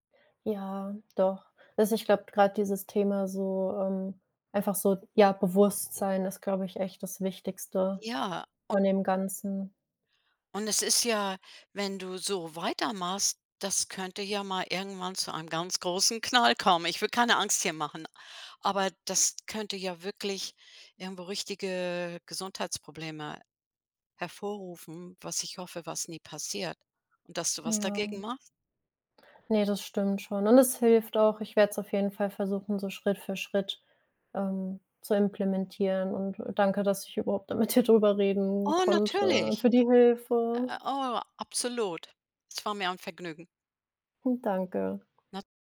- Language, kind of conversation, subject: German, advice, Warum kann ich nach einem stressigen Tag nur schwer einschlafen?
- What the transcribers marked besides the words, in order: laughing while speaking: "mit dir"